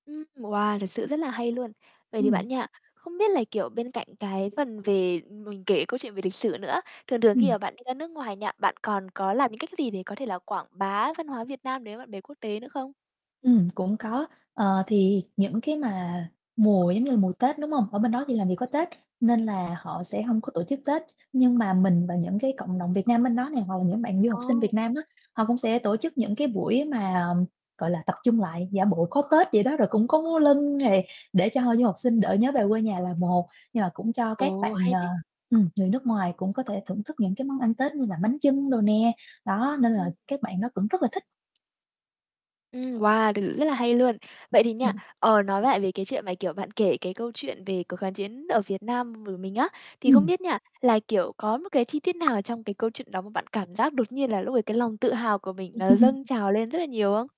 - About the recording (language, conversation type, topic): Vietnamese, podcast, Bạn có thể kể về một khoảnh khắc bạn thật sự tự hào về nguồn gốc của mình không?
- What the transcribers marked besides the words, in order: other background noise; tapping